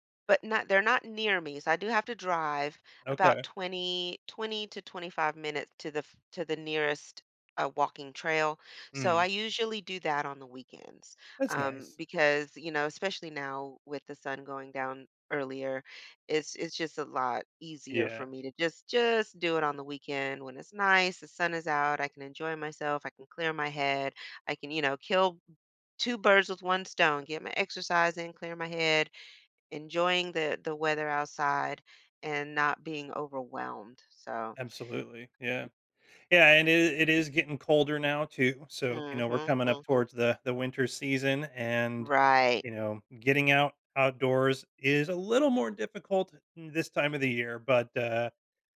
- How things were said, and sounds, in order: other background noise
- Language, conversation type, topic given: English, unstructured, How can hobbies reveal parts of my personality hidden at work?